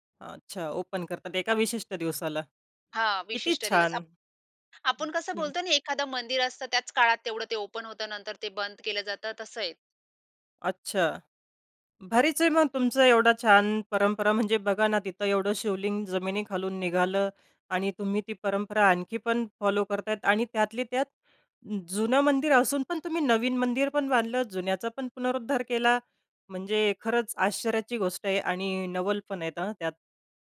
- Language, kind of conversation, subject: Marathi, podcast, तुमच्या घरात पिढ्यानपिढ्या चालत आलेली कोणती परंपरा आहे?
- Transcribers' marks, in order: in English: "ओपन"; other background noise; in English: "ओपन"; in English: "फॉलो"